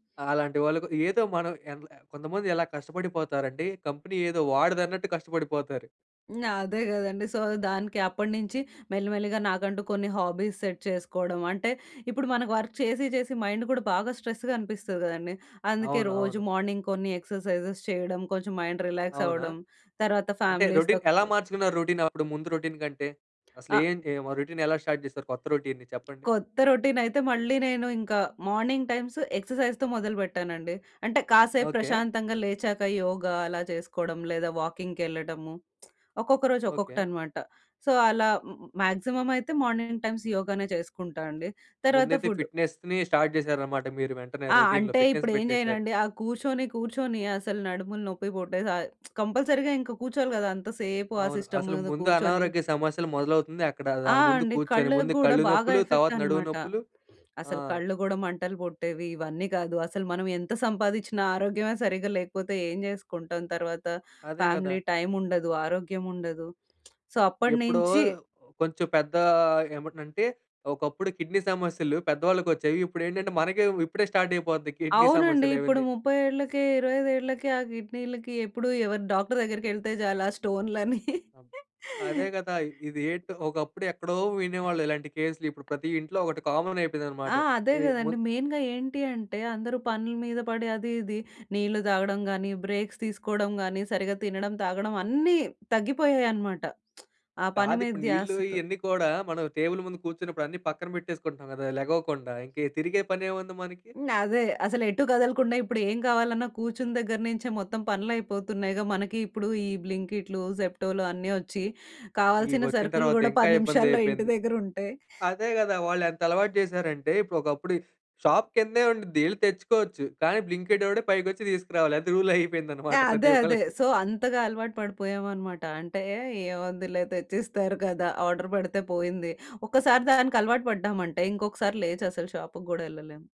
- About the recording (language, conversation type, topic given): Telugu, podcast, పని మీద ఆధారపడకుండా సంతోషంగా ఉండేందుకు మీరు మీకు మీరే ఏ విధంగా పరిమితులు పెట్టుకుంటారు?
- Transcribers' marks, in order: in English: "కంపెనీ"; in English: "సో"; in English: "హాబీస్ సెట్"; in English: "వర్క్"; in English: "స్ట్రెస్‌గా"; in English: "మార్నింగ్"; in English: "ఎక్సర్‌సైజెస్"; in English: "మైండ్ రిలాక్స్"; in English: "రొటీన్"; in English: "ఫ్యామిలీస్‌తో"; in English: "రొటీన్"; in English: "రొటీన్"; other background noise; in English: "రొటీన్"; in English: "స్టార్ట్"; in English: "రొటీన్‌ని"; in English: "రొటీన్"; in English: "మార్నింగ్ టైమ్స్ ఎక్సర్‌సైజ్‌తో"; in English: "వాకింగ్‌కెళ్ళడము"; lip smack; in English: "సో"; in English: "మ్యాక్సిమమ్"; in English: "మార్నింగ్ టైమ్స్"; in English: "ఫుడ్"; in English: "ఫిట్‌నెస్‌ని స్టార్ట్"; in English: "రొటీన్‌లో. ఫిట్‌నెస్"; lip smack; in English: "కంపల్సరీ‌గా"; in English: "సిస్టమ్"; in English: "ఎఫెక్ట్"; sniff; in English: "ఫ్యామిలీ టైమ్"; lip smack; in English: "సో"; in English: "స్టార్ట్"; chuckle; tapping; in English: "కామన్"; in English: "మెయిన్‌గా"; in English: "బ్రేక్స్"; lip smack; in English: "టేబుల్"; in English: "బ్లింకి‌ట్"; in English: "రూల్"; giggle; in English: "సో"; in English: "ఆర్డర్"